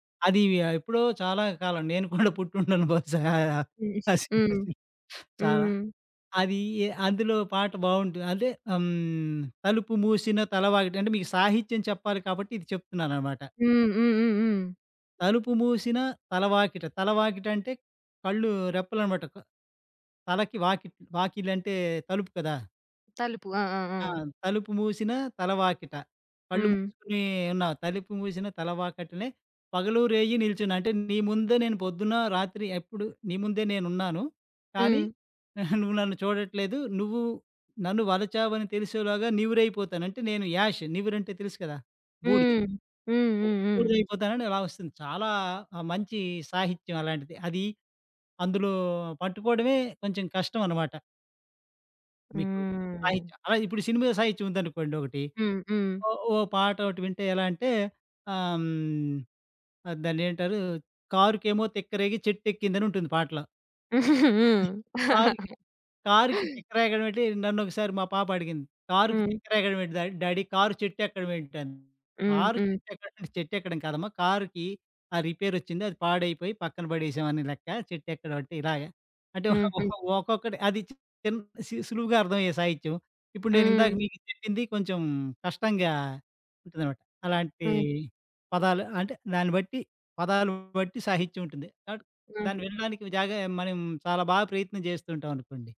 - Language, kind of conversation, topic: Telugu, podcast, ప్రత్యక్ష సంగీత కార్యక్రమానికి ఎందుకు వెళ్తారు?
- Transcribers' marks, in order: laughing while speaking: "పుట్టిండను బహుశా"; unintelligible speech; other background noise; giggle; in English: "యాష్"; chuckle; giggle; chuckle; in English: "డ్యాడీ"; in English: "రిపేర్"